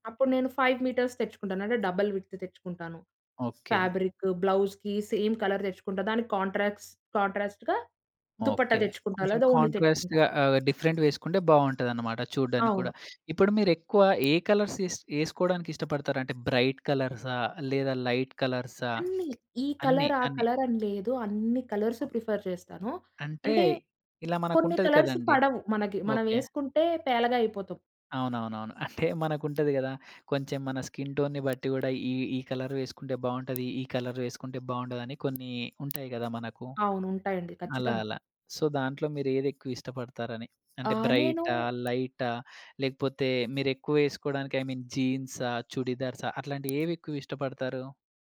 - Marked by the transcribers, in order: in English: "ఫైవ్ మీటర్స్"; tapping; in English: "డబుల్ విడ్త్"; other background noise; in English: "బ్లౌజ్‌కి సేమ్ కలర్"; in English: "కాంట్రాస్ కాంట్రాస్ట్‌గా"; in English: "కాంట్రాస్ట్"; in English: "డిఫరెంట్‌వి"; in English: "కలర్స్"; in English: "బ్రైట్"; in English: "లైట్"; in English: "కలర్"; in English: "కలర్"; in English: "కలర్స్ ప్రిఫర్"; in English: "కలర్స్"; laughing while speaking: "అంటే, మనకుంటది కదా!"; in English: "స్కిన్ టోన్‌ని"; in English: "కలర్"; in English: "కలర్"; in English: "సో"; in English: "ఐ మీన్"
- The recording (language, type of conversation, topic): Telugu, podcast, స్టైల్‌కి ప్రేరణ కోసం మీరు సాధారణంగా ఎక్కడ వెతుకుతారు?